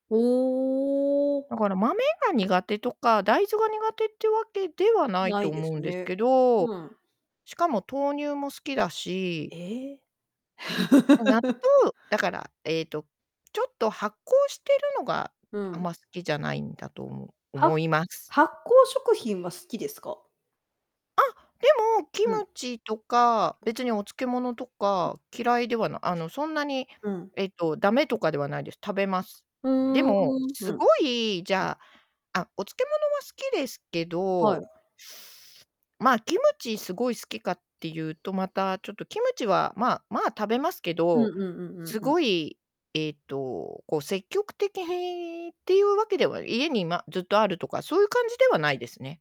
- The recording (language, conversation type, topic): Japanese, unstructured, 納豆はお好きですか？その理由は何ですか？
- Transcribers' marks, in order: drawn out: "おお"; laugh; tapping; other background noise; distorted speech